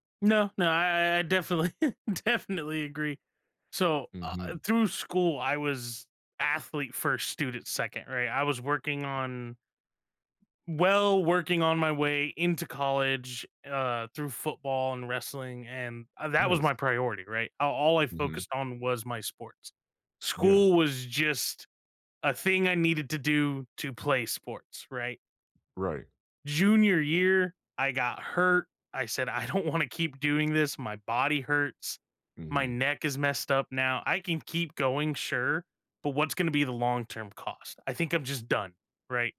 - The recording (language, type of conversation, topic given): English, unstructured, Should schools focus more on tests or real-life skills?
- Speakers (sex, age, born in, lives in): male, 30-34, United States, United States; male, 40-44, United States, United States
- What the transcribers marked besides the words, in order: laughing while speaking: "definitely, definitely"; other background noise; laughing while speaking: "I don't wanna"